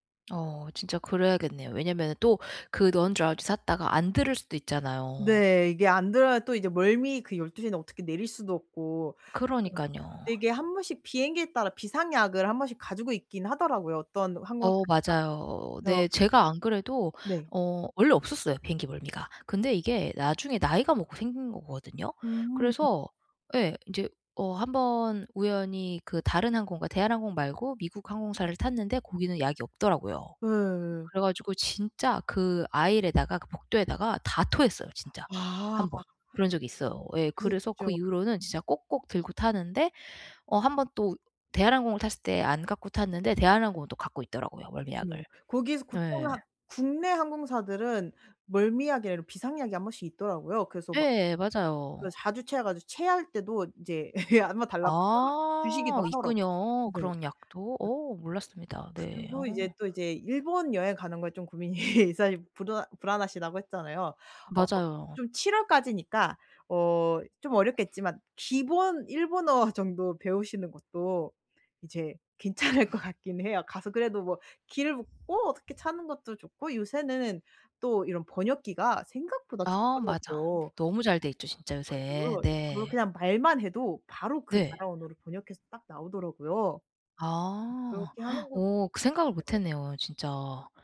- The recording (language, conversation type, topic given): Korean, advice, 여행 전에 불안과 스트레스를 어떻게 관리하면 좋을까요?
- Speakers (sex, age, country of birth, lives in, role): female, 25-29, South Korea, Germany, advisor; female, 40-44, United States, United States, user
- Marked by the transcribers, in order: other background noise; put-on voice: "non-drowsy"; in English: "non-drowsy"; in English: "aisle에다가"; laugh; laugh; sniff; laughing while speaking: "괜찮을 것"; gasp